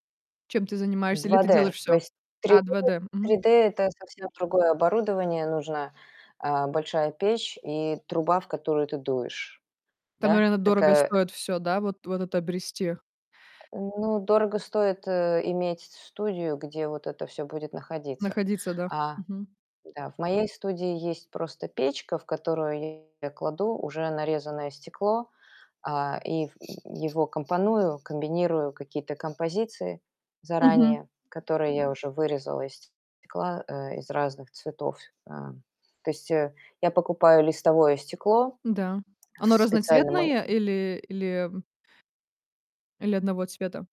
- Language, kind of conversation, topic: Russian, podcast, Расскажите, пожалуйста, о вашем любимом хобби?
- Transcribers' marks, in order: distorted speech; other background noise; tapping